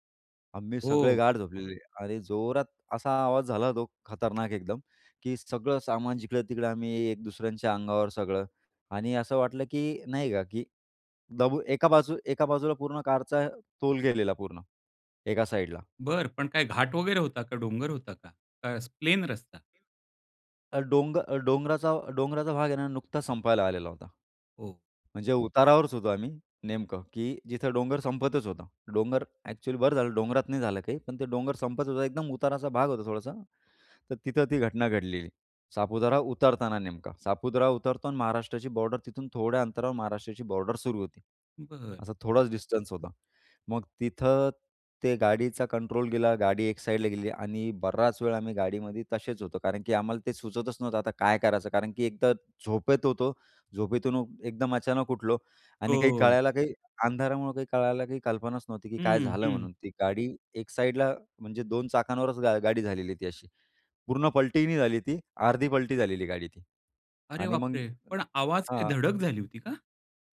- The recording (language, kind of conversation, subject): Marathi, podcast, कधी तुमचा जवळजवळ अपघात होण्याचा प्रसंग आला आहे का, आणि तो तुम्ही कसा टाळला?
- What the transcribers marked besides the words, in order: other noise; unintelligible speech; stressed: "बराच"; surprised: "अरे बापरे!"; tapping